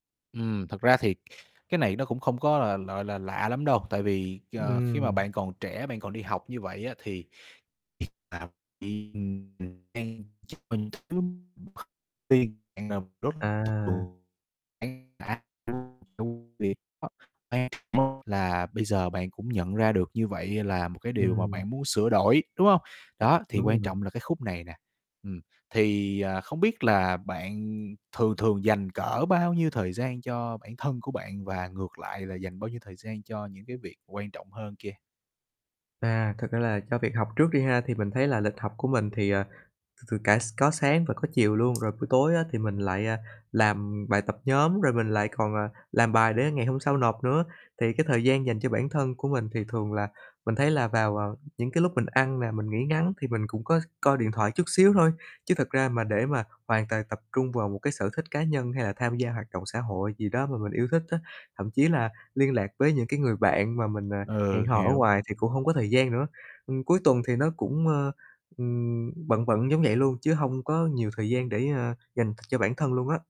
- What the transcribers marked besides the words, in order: tapping; "gọi" said as "lọi"; other background noise; unintelligible speech
- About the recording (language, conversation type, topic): Vietnamese, advice, Vì sao bạn cảm thấy tội lỗi khi dành thời gian cho bản thân?